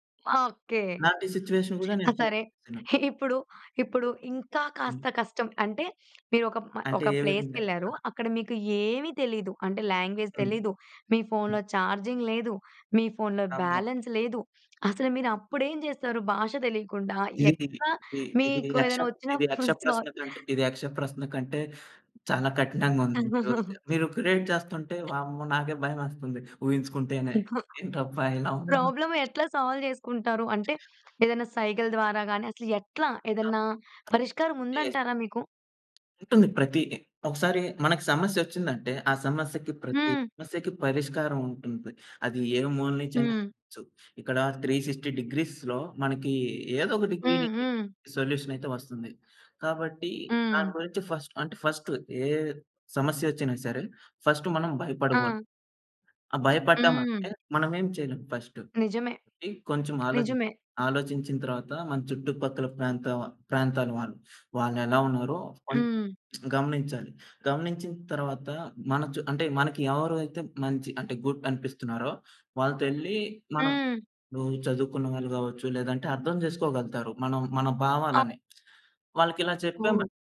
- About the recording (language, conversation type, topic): Telugu, podcast, దూరప్రాంతంలో ఫోన్ చార్జింగ్ సౌకర్యం లేకపోవడం లేదా నెట్‌వర్క్ అందకపోవడం వల్ల మీకు ఎదురైన సమస్య ఏమిటి?
- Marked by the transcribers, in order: in English: "సిట్యుయేషన్"; chuckle; in English: "ఫేస్"; sniff; in English: "లాంగ్వేజ్"; in English: "చార్జింగ్"; in English: "బ్యాలెన్స్"; other background noise; in English: "ఫుల్"; giggle; in English: "క్రియేట్"; in English: "ప్రాబ్లమ్"; in English: "సాల్వ్"; tapping; in English: "త్రీ సిక్స్టీ డిగ్రీస్‌లో"; in English: "డిగ్రీ"; in English: "సొల్యూషన్"; in English: "ఫస్ట్"; in English: "ఫస్ట్"; in English: "ఫస్ట్"; in English: "ఫస్ట్"; lip smack; in English: "గుడ్"